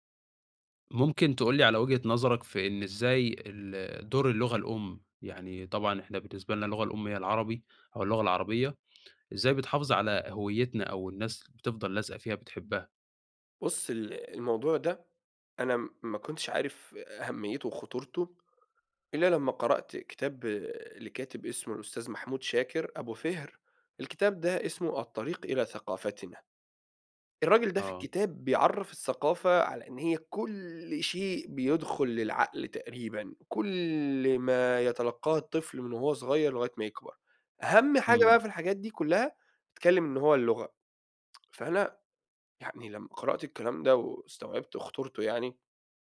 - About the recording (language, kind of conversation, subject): Arabic, podcast, إيه دور لغتك الأم في إنك تفضل محافظ على هويتك؟
- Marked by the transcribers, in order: tapping; tsk